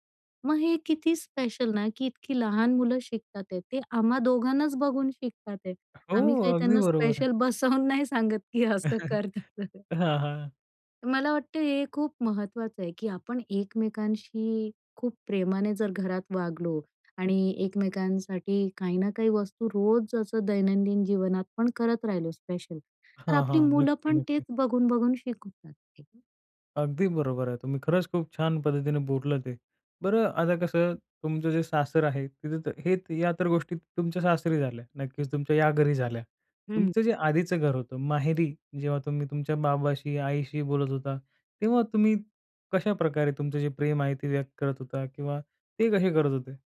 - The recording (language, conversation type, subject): Marathi, podcast, तुमच्या घरात प्रेम व्यक्त करण्याची पद्धत काय आहे?
- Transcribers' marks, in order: in English: "स्पेशल"; in English: "स्पेशल"; laughing while speaking: "बसवून नाही सांगत की असं कर, तसं कर"; chuckle; in English: "स्पेशल"; other background noise